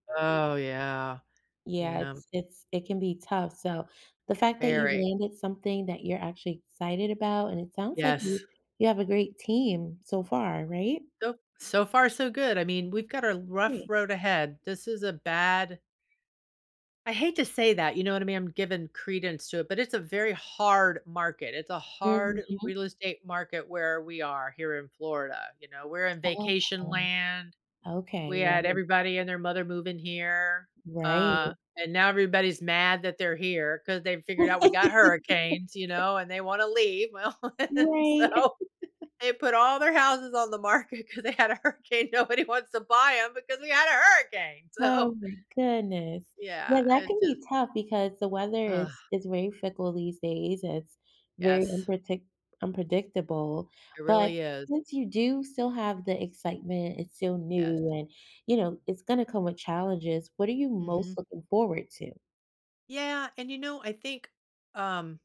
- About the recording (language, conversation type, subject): English, advice, How can I prepare for starting my new job confidently?
- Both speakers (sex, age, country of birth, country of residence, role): female, 40-44, United States, United States, advisor; female, 60-64, United States, United States, user
- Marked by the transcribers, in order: other background noise; stressed: "hard"; tapping; unintelligible speech; laugh; laughing while speaking: "well and so"; chuckle; laughing while speaking: "market 'cause they had a hurricane, nobody wants to buy 'em"; angry: "we had a hurricane!"; laughing while speaking: "So"